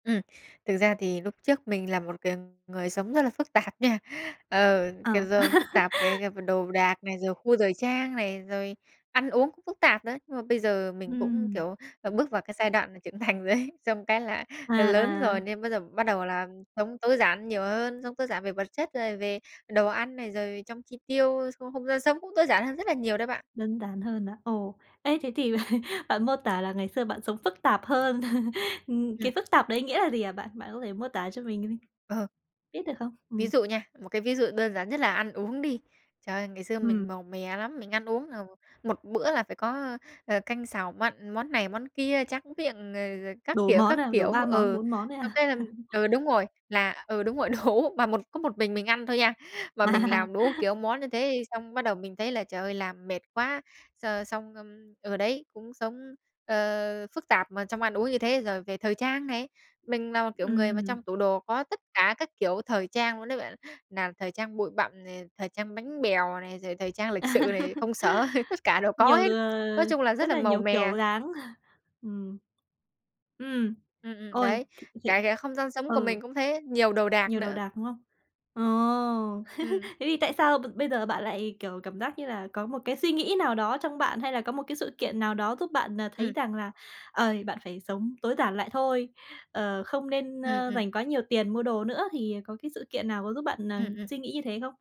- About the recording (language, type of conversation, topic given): Vietnamese, podcast, Bạn có lời khuyên đơn giản nào để bắt đầu sống tối giản không?
- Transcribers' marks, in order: laugh; laughing while speaking: "rồi ấy"; tapping; laugh; laugh; chuckle; laughing while speaking: "đủ"; laughing while speaking: "À"; laugh; laughing while speaking: "sở"; chuckle; unintelligible speech; chuckle